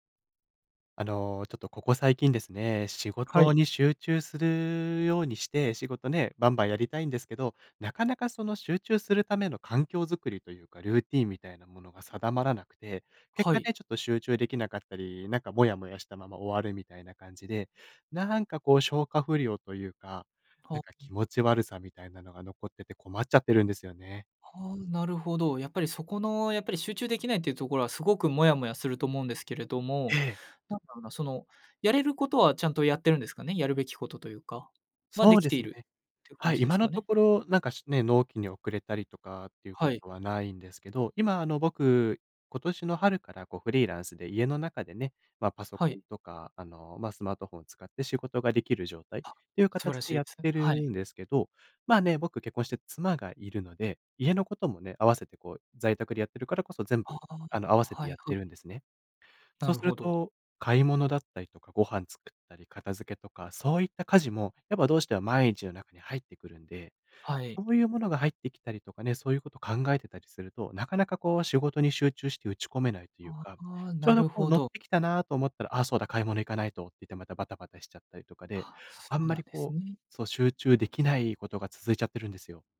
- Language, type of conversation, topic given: Japanese, advice, 集中するためのルーティンや環境づくりが続かないのはなぜですか？
- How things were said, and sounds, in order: none